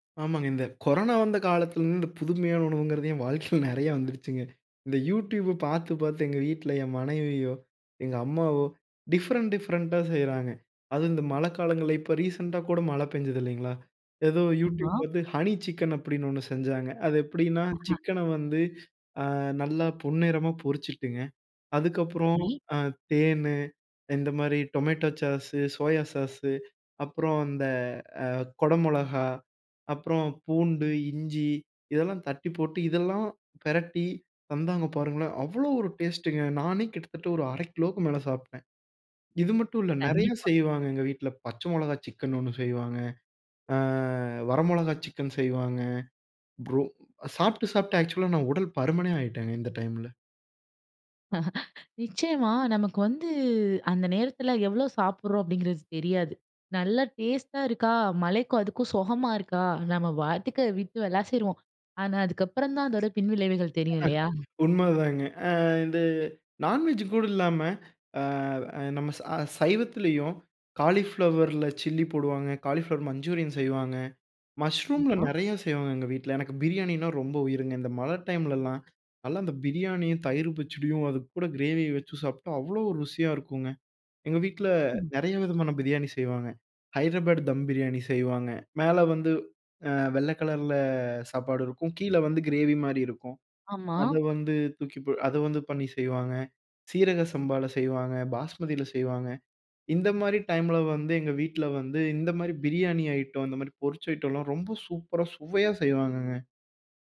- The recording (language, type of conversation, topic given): Tamil, podcast, மழைநாளில் உங்களுக்கு மிகவும் பிடிக்கும் சூடான சிற்றுண்டி என்ன?
- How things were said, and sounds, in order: laughing while speaking: "வாழ்க்கையில நெறையா"; other background noise; in English: "ரிசென்ட்டா"; "ஆம்மா" said as "அம்மா"; other noise; in English: "ஹனி சிக்கன்"; drawn out: "ஆ"; laugh; drawn out: "கலர்ல"; stressed: "சூப்பரா, சுவையா"